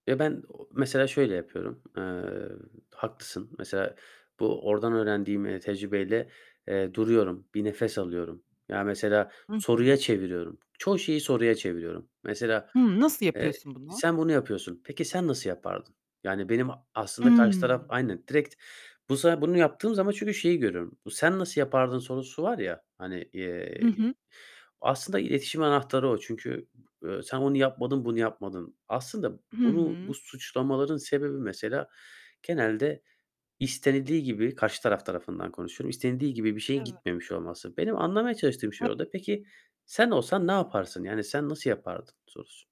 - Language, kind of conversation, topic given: Turkish, podcast, İlişkilerde daha iyi iletişim kurmayı nasıl öğrendin?
- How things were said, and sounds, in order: tapping; other background noise; distorted speech; unintelligible speech